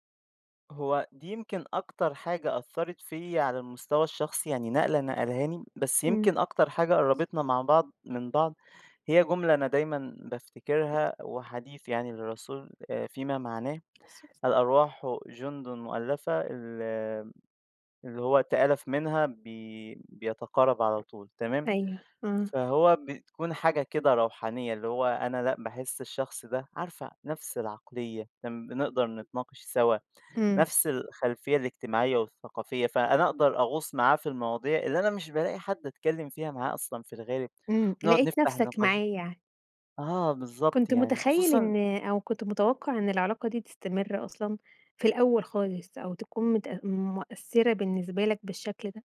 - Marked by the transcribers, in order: other background noise; tapping; unintelligible speech
- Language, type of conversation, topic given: Arabic, podcast, إحكيلي عن صداقة أثرت فيك إزاي؟